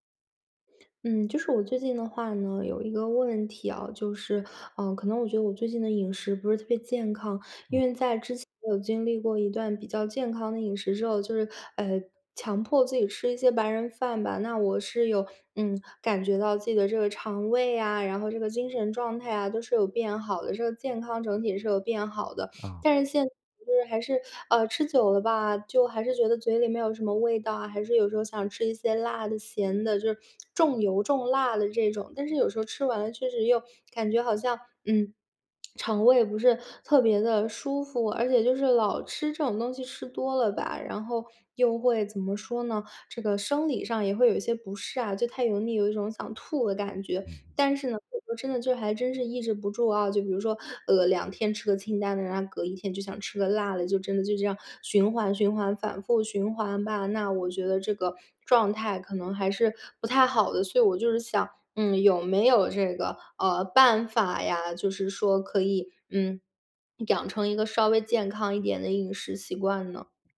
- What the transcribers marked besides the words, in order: swallow
- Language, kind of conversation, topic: Chinese, advice, 你为什么总是难以养成健康的饮食习惯？